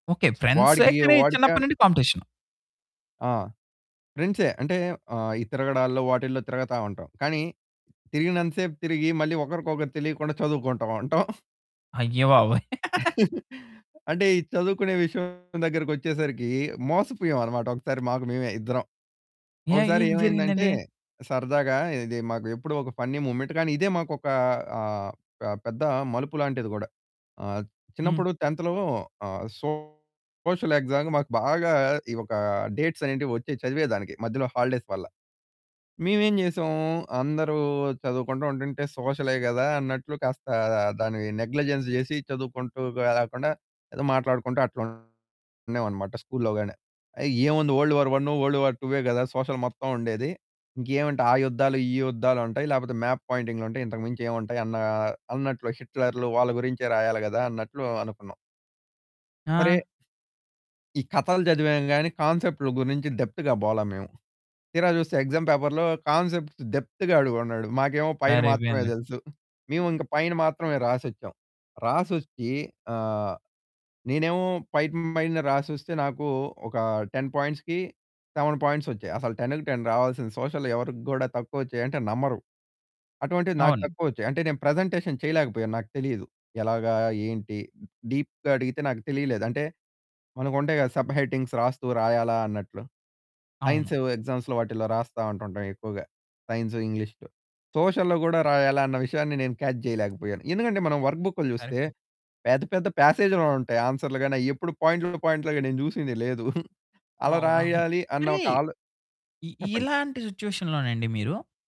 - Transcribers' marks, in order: other background noise; chuckle; laugh; distorted speech; static; in English: "ఫన్నీ ముమెంట్"; in English: "టెంత్"; in English: "సోషల్ ఎక్సామ్‌కి"; in English: "డేట్స్"; in English: "హాలిడేస్"; in English: "నెగ్లిజెన్స్"; in English: "వరల్డ్ వార్ 1, వరల్డ్ వార్ 2యే"; in English: "సోషల్"; in English: "మాప్"; in English: "డెప్త్‌గా"; in English: "ఎక్సామ్ పేపర్‌లో కాన్సెప్ట్ డెప్త్"; in English: "టెన్ పాయింట్స్‌కి, సెవెన్ పాయింట్స్"; in English: "టెన్ టెన్"; in English: "సోషల్"; in English: "ప్రజెంటేషన్"; in English: "డీప్‌గా"; in English: "సబ్ హెడ్డింగ్స్"; in English: "సైన్స్ ఎగ్జామ్స్‌లో"; in English: "సైన్స్"; in English: "సోషల్‌లో"; in English: "కాచ్"; in English: "పాసేజ్‌లో"; in English: "పాయింట్"; giggle; in English: "సిట్యుయేషన్"
- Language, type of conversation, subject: Telugu, podcast, ప్రముఖ మాధ్యమాల్లో వచ్చే కథల ప్రభావంతో మన నిజ జీవిత అంచనాలు మారుతున్నాయా?